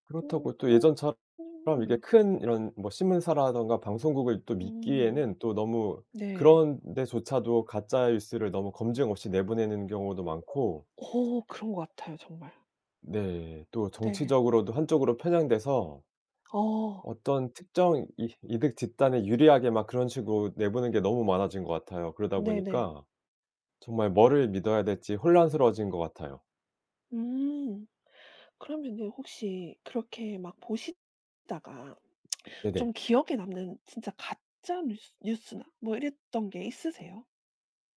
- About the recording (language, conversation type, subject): Korean, podcast, 인터넷 정보 중 진짜와 가짜를 어떻게 구분하시나요?
- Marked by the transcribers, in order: distorted speech; unintelligible speech; other background noise; tapping; lip smack